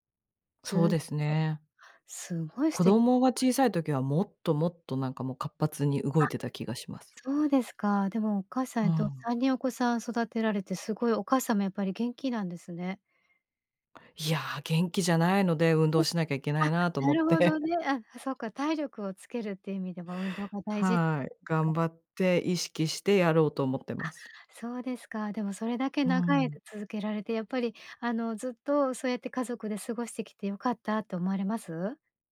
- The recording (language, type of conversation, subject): Japanese, podcast, 週末はご家族でどんなふうに過ごすことが多いですか？
- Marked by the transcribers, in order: unintelligible speech; laughing while speaking: "思って"; unintelligible speech